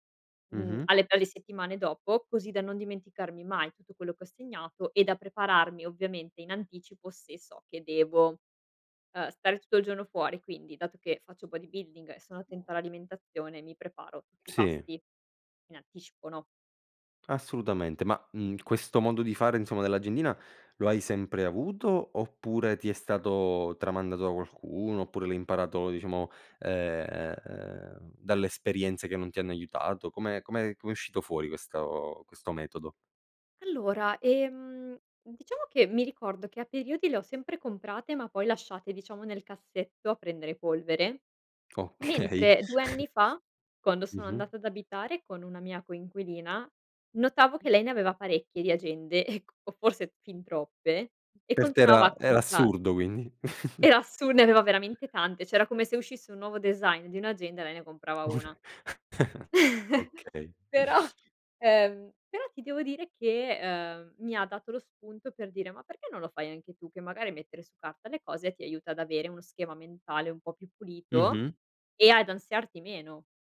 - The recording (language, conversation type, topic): Italian, podcast, Come pianifichi la tua settimana in anticipo?
- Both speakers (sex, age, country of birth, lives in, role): female, 25-29, Italy, Italy, guest; male, 25-29, Italy, Italy, host
- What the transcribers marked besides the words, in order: tapping; "alimentazione" said as "alimentatione"; other background noise; laughing while speaking: "Okay"; chuckle; laughing while speaking: "e"; chuckle; "cioè" said as "ceh"; chuckle; chuckle; laughing while speaking: "Però"; teeth sucking